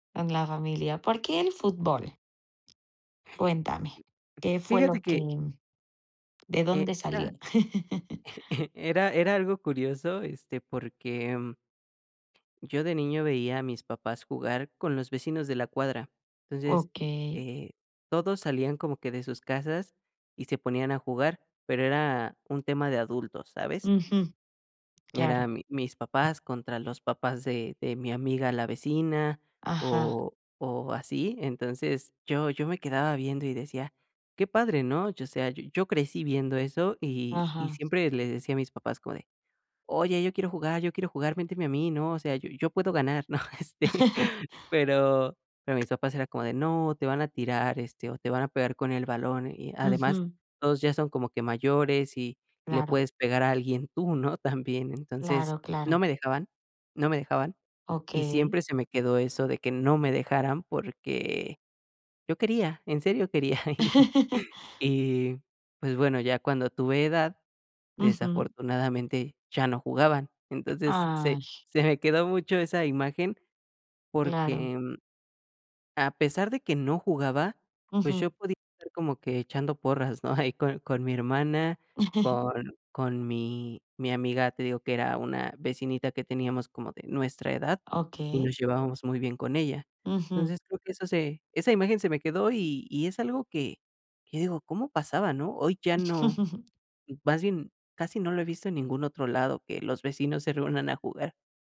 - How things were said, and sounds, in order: other background noise; chuckle; tapping; chuckle; laughing while speaking: "Este"; chuckle; chuckle; chuckle; chuckle
- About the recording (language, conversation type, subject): Spanish, podcast, ¿Qué pasatiempo te conectaba con tu familia y por qué?